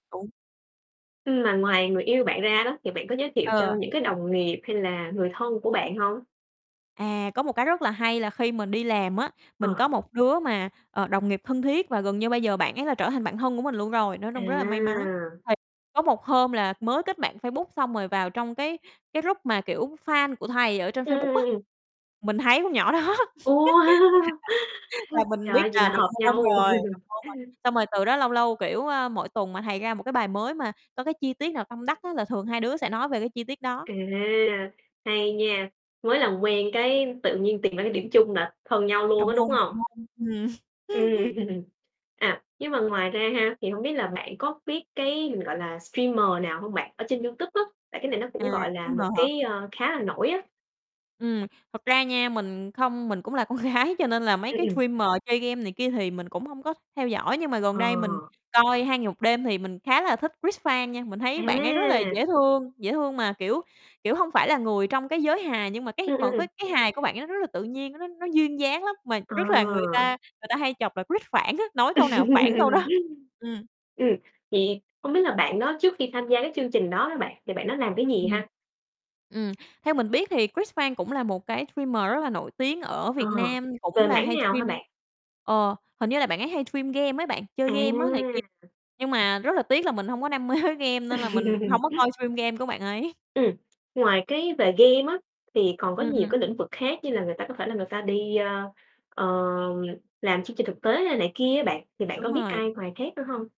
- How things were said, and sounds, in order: distorted speech; other background noise; tapping; in English: "group"; laughing while speaking: "đó"; laugh; mechanical hum; laugh; laugh; in English: "streamer"; in English: "streamer"; laughing while speaking: "con gái"; in English: "streamer"; static; laugh; laughing while speaking: "đó"; in English: "streamer"; in English: "stream"; in English: "stream"; laughing while speaking: "mê"; laugh; in English: "stream"
- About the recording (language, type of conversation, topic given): Vietnamese, podcast, Bạn có kênh YouTube hoặc người phát trực tiếp nào ưa thích không, và vì sao?